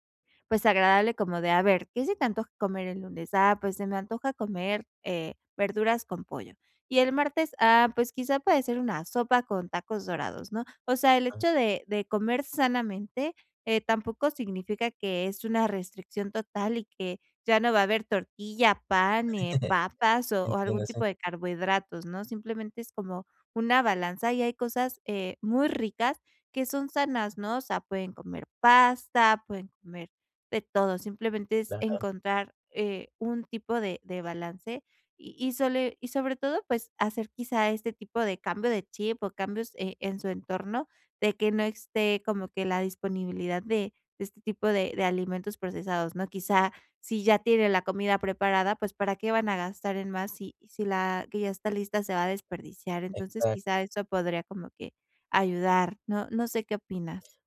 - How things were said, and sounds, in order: tapping; chuckle
- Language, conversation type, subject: Spanish, advice, ¿Cómo puedo controlar los antojos y comer menos por emociones?